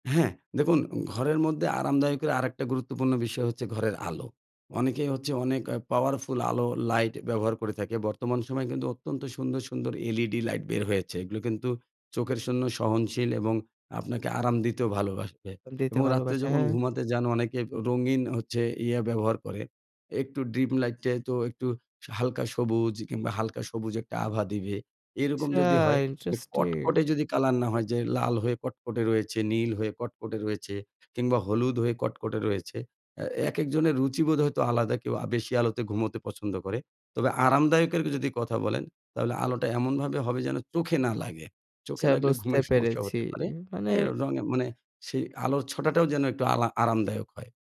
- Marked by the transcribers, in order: other background noise
- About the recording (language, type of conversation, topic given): Bengali, podcast, ছোট ঘরকে আরামদায়ক করতে তুমি কী করো?